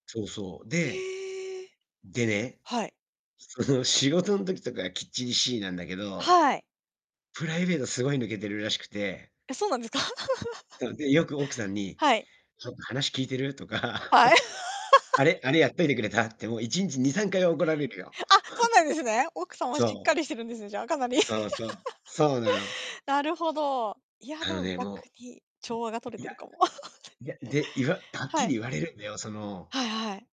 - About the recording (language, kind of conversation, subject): Japanese, unstructured, 自分らしさはどうやって見つけると思いますか？
- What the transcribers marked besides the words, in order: laughing while speaking: "その、仕事ん時とかは"; laughing while speaking: "そうなんですか？"; laugh; laughing while speaking: "はい"; laughing while speaking: "とか"; laugh; chuckle; laughing while speaking: "かなり"; laugh; tapping; distorted speech; laugh; other background noise